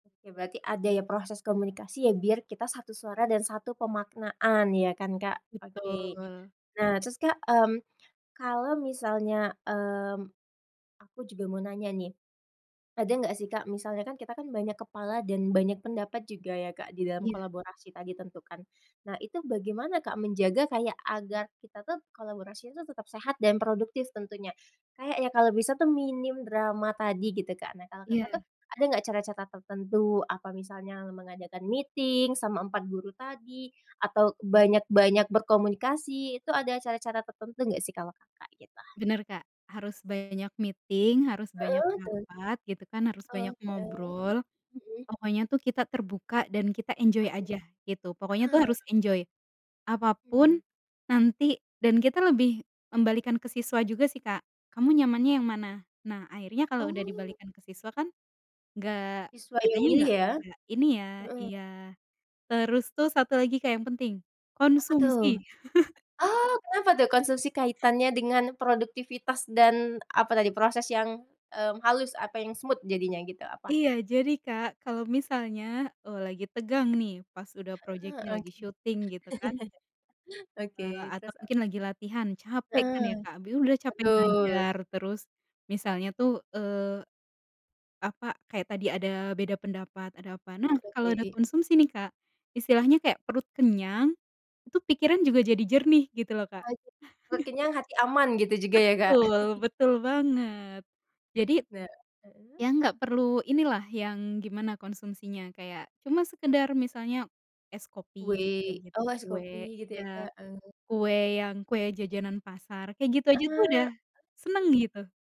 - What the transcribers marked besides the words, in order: other background noise; in English: "meeting"; in English: "meeting"; in English: "enjoy"; in English: "enjoy"; chuckle; in English: "smooth"; in English: "project-nya"; chuckle; chuckle; chuckle
- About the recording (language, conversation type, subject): Indonesian, podcast, Pernahkah kamu belajar banyak dari kolaborator, dan apa pelajaran utamanya?